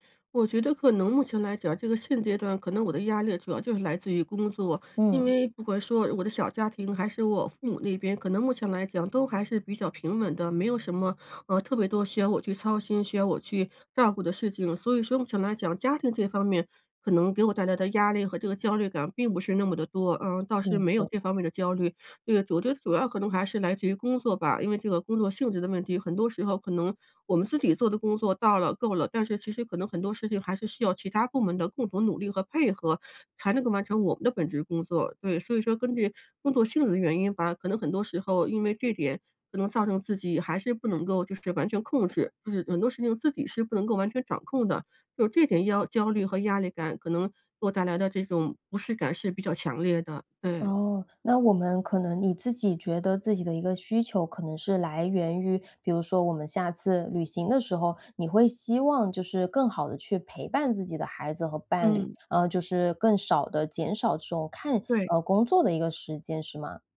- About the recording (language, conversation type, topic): Chinese, advice, 旅行中如何减压并保持身心健康？
- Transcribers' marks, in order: tapping